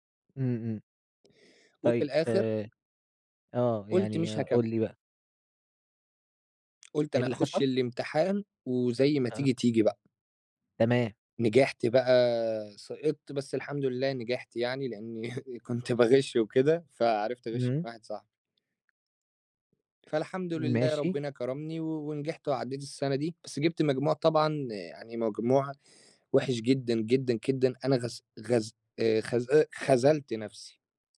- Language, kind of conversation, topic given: Arabic, podcast, إزاي بتتعامل مع نصايح العيلة وإنت بتاخد قراراتك؟
- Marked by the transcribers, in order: other background noise; tapping; chuckle; "جدًا" said as "كدًا"